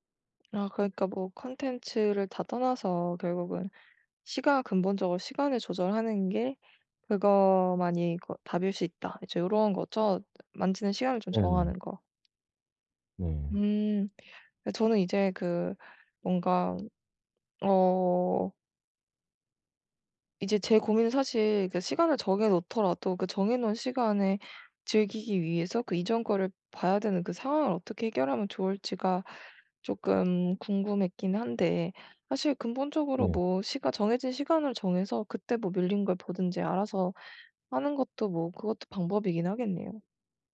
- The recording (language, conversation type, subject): Korean, advice, 미디어를 과하게 소비하는 습관을 줄이려면 어디서부터 시작하는 게 좋을까요?
- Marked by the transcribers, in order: tapping; other background noise